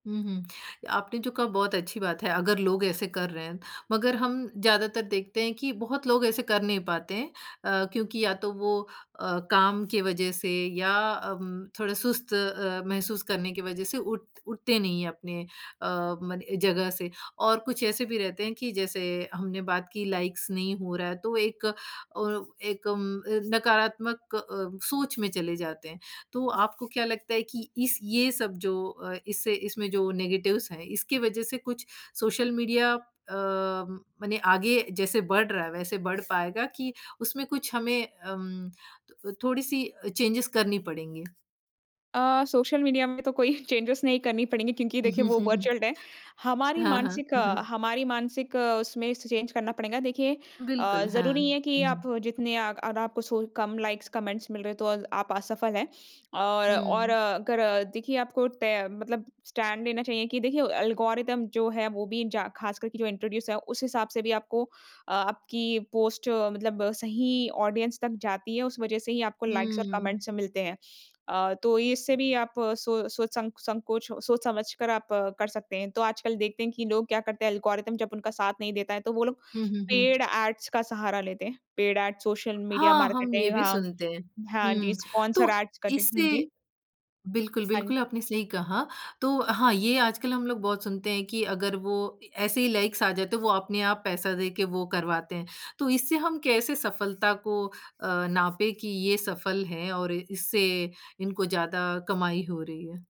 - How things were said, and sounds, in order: tapping; in English: "लाइक्स"; other background noise; in English: "नेगेटिव्स"; in English: "चैंजेस"; laugh; in English: "वर्चुअल"; chuckle; in English: "च चैन्ज"; in English: "लाइक्स कमेंट्स"; in English: "स्टैंड"; in English: "इंट्रोड्यूस"; in English: "ऑडियंस"; in English: "लाइक्स"; in English: "कमेंट्स"; in English: "पेड़ ऐड्स"; in English: "पेड़ ऐड सोशल मीडिया मार्केटिंग"; in English: "स्पॉन्सर ऐड्स"
- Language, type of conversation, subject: Hindi, podcast, क्या सोशल मीडिया ने सफलता की हमारी धारणा बदल दी है?